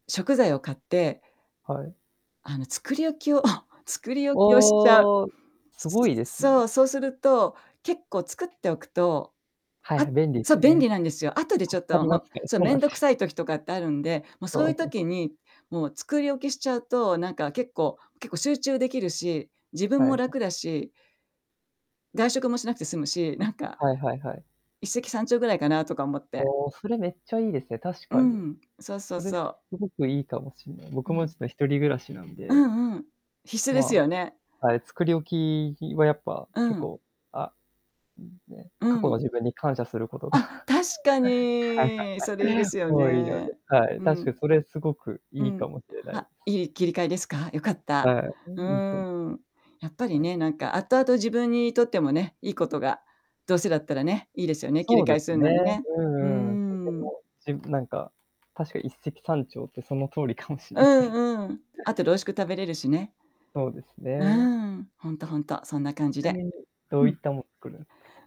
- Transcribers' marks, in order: chuckle; other background noise; distorted speech; giggle; laughing while speaking: "はい はい はい"; laughing while speaking: "かもしれない"; static
- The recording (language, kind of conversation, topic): Japanese, unstructured, 最近のニュースで、いちばん嫌だと感じた出来事は何ですか？